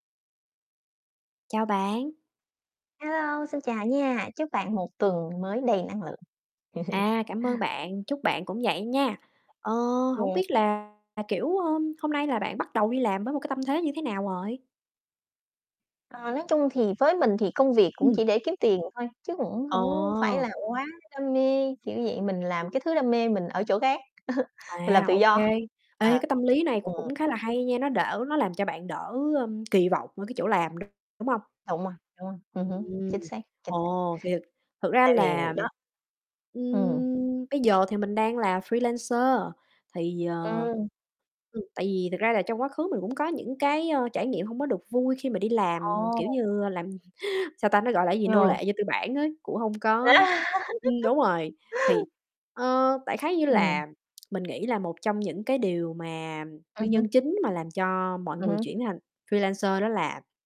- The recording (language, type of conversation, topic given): Vietnamese, unstructured, Bạn đã bao giờ cảm thấy bị đối xử bất công ở nơi làm việc chưa?
- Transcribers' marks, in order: chuckle; distorted speech; tapping; other background noise; chuckle; unintelligible speech; in English: "freelancer"; chuckle; laugh; in English: "freelancer"